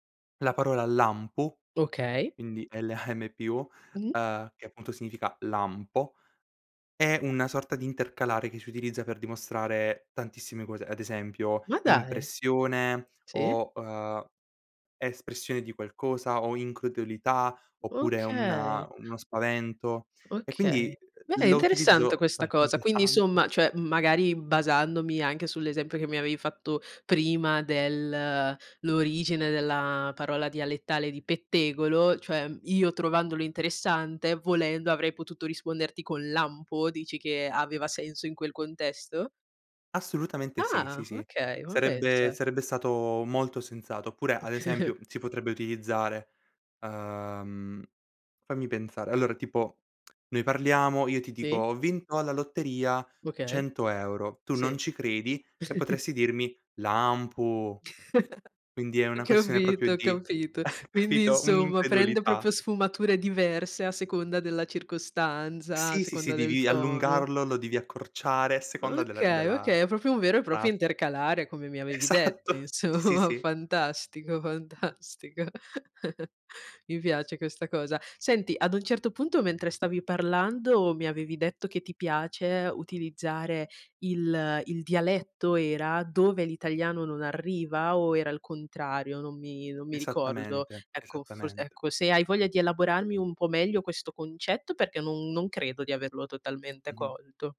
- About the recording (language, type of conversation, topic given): Italian, podcast, Come ti ha influenzato il dialetto o la lingua della tua famiglia?
- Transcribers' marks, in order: other background noise; "incredulità" said as "incrudulità"; chuckle; tsk; chuckle; put-on voice: "Lampo"; chuckle; chuckle; "proprio" said as "propio"; "proprio" said as "propio"; "proprio" said as "propio"; laughing while speaking: "Esatto"; laughing while speaking: "insomma, fantastico, fantastico"; chuckle